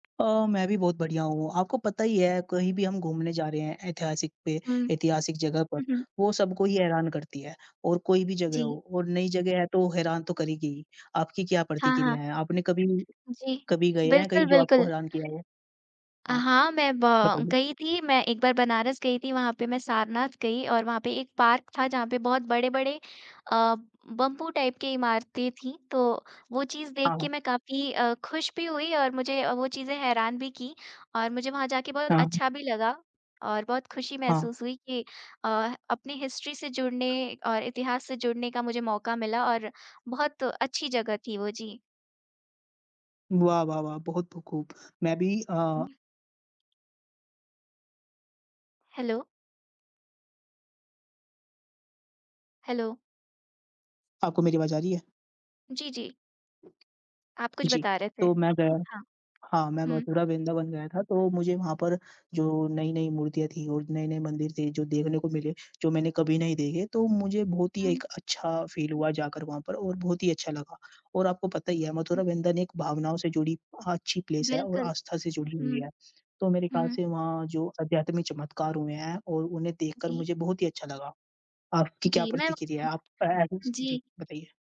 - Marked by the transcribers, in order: tapping; in English: "बम्बू टाइप"; in English: "हिस्ट्री"; other background noise; in English: "हेलो"; in English: "हेलो"; in English: "फ़ील"; in English: "प्लेस"; unintelligible speech
- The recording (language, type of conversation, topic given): Hindi, unstructured, क्या आपने कभी कोई ऐसी ऐतिहासिक जगह देखी है जिसने आपको हैरान कर दिया हो?